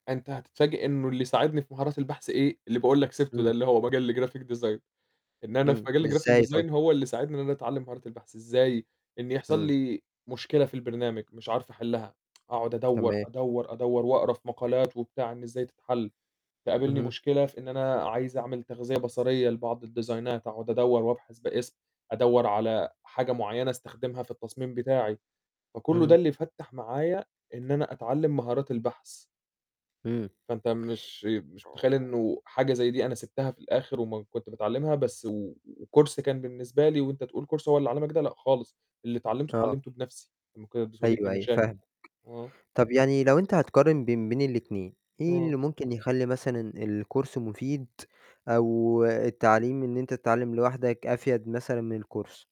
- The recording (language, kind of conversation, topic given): Arabic, podcast, بتحب تتعلم لوحدك ولا من خلال ورش ودورات، وليه؟
- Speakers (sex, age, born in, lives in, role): male, 20-24, Egypt, Egypt, host; male, 25-29, Egypt, Egypt, guest
- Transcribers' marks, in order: in English: "graphic design"; in English: "graphic design"; tsk; mechanical hum; in English: "الديزاينات"; other noise; in English: "وCourse"; in English: "Course"; in English: "الCourse"; in English: "الCourse؟"